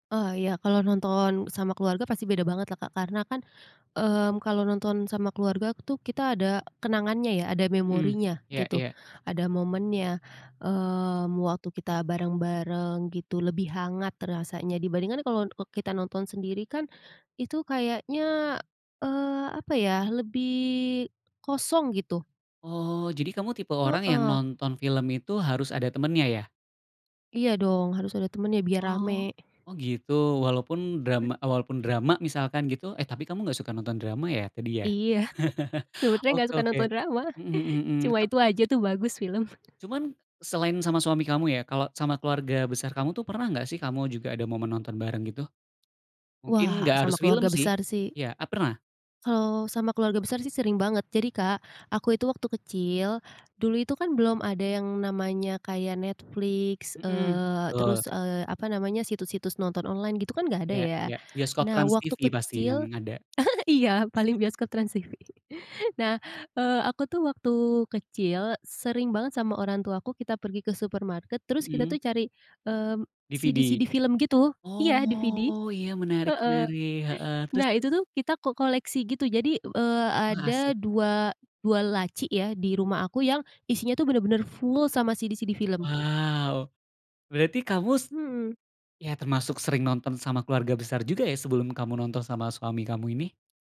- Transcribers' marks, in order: tapping; other background noise; laugh; chuckle; laugh; chuckle; laughing while speaking: "TransTV"; drawn out: "Oh"
- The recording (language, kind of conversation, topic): Indonesian, podcast, Apa kenanganmu saat menonton bersama keluarga di rumah?
- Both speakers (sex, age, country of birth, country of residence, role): female, 25-29, Indonesia, Indonesia, guest; male, 35-39, Indonesia, Indonesia, host